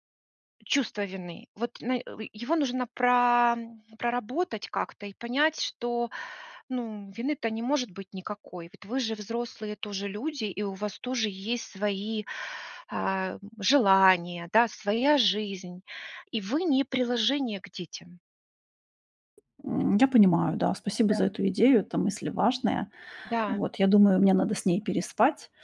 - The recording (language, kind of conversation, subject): Russian, advice, Как перестать застревать в старых семейных ролях, которые мешают отношениям?
- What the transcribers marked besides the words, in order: tapping